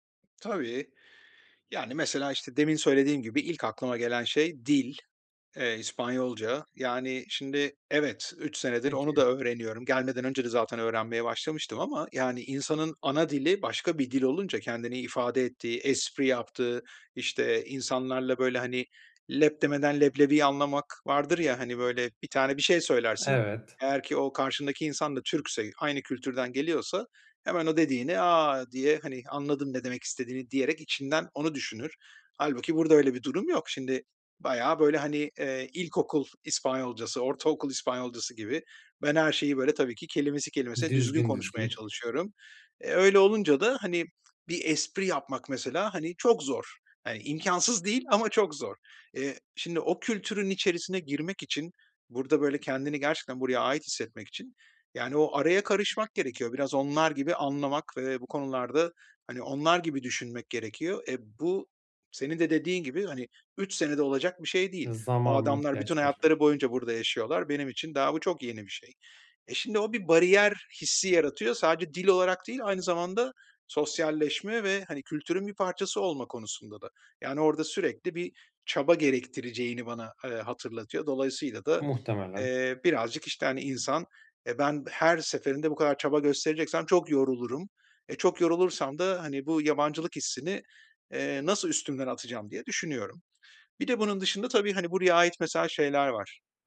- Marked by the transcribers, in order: other background noise
- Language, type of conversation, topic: Turkish, advice, Yeni bir yerde yabancılık hissini azaltmak için nereden başlamalıyım?